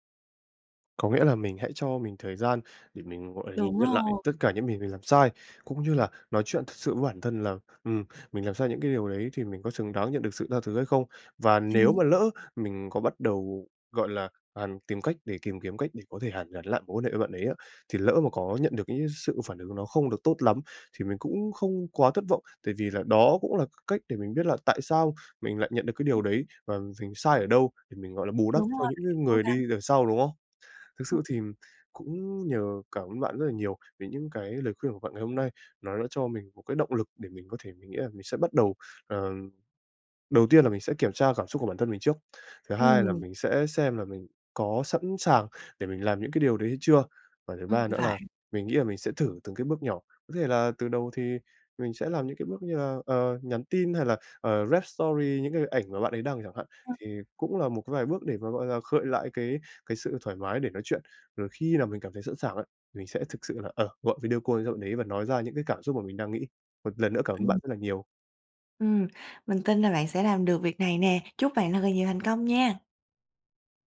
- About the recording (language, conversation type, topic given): Vietnamese, advice, Làm thế nào để duy trì tình bạn với người yêu cũ khi tôi vẫn cảm thấy lo lắng?
- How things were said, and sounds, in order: other background noise; tapping; unintelligible speech; in English: "rep story"; "khơi" said as "khợi"; in English: "call"